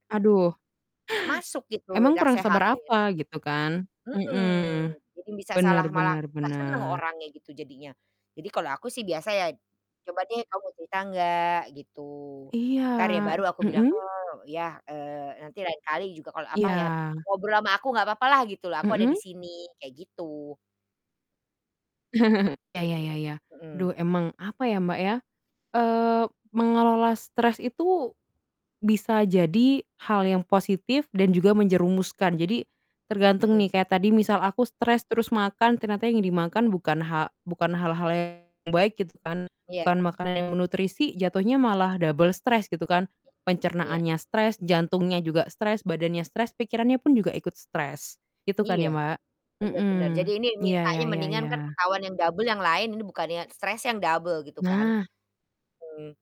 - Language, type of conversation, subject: Indonesian, unstructured, Apa yang biasanya kamu lakukan saat merasa stres?
- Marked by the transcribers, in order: distorted speech; chuckle